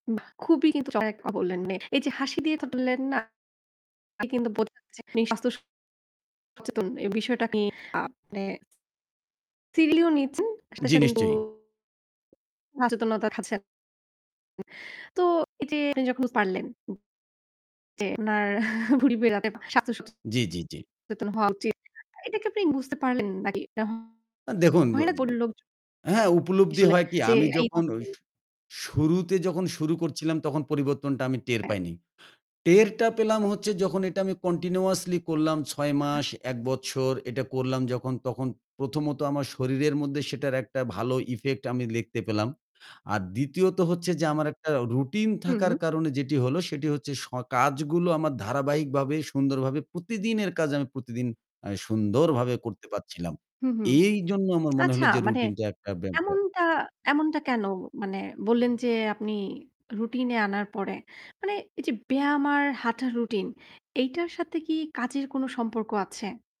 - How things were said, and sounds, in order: distorted speech; unintelligible speech; unintelligible speech; unintelligible speech; unintelligible speech; chuckle; unintelligible speech; unintelligible speech; in English: "effect"
- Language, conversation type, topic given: Bengali, podcast, চাপ কমাতে কোন ব্যায়াম বা হাঁটার রুটিন আছে?